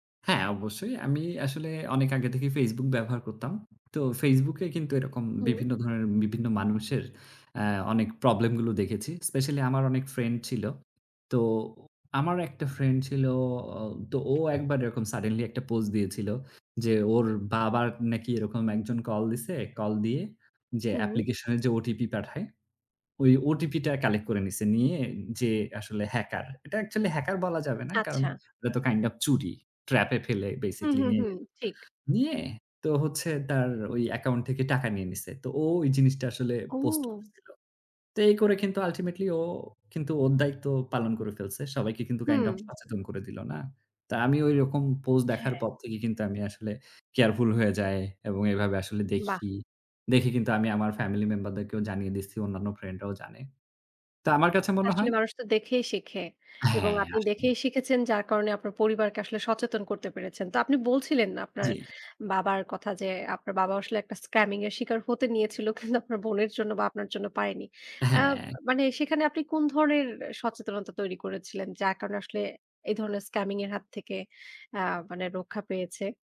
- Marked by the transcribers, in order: tapping; other background noise; laughing while speaking: "কিন্তু"
- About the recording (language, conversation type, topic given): Bengali, podcast, আপনি অনলাইন প্রতারণা থেকে নিজেকে কীভাবে রক্ষা করেন?